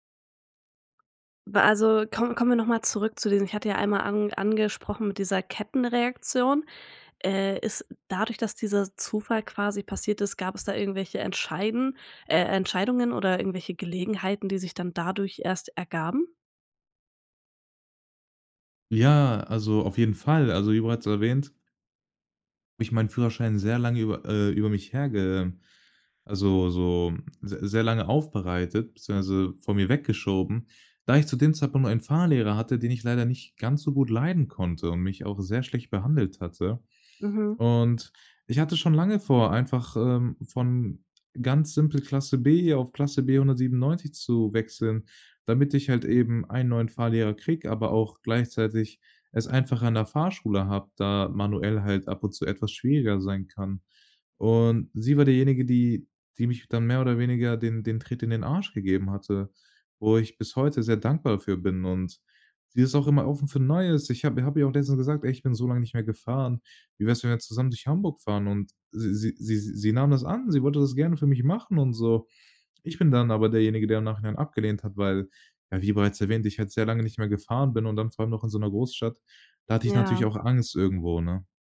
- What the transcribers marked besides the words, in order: none
- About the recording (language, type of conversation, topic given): German, podcast, Wann hat ein Zufall dein Leben komplett verändert?